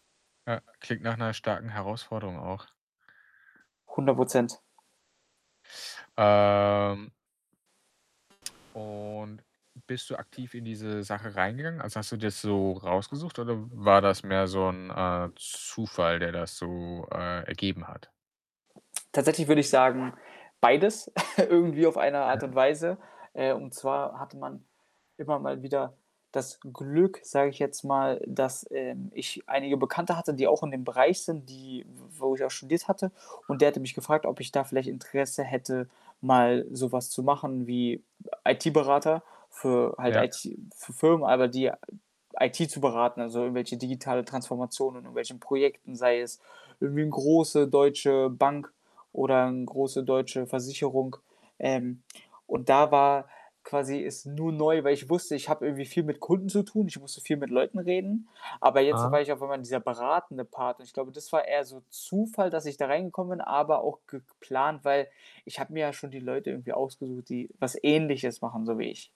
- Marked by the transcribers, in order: background speech; other background noise; static; drawn out: "Ähm"; tapping; chuckle; unintelligible speech; "geplant" said as "gegplant"
- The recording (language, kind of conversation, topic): German, podcast, Wann musstest du beruflich neu anfangen, und wie ist dir der Neustart gelungen?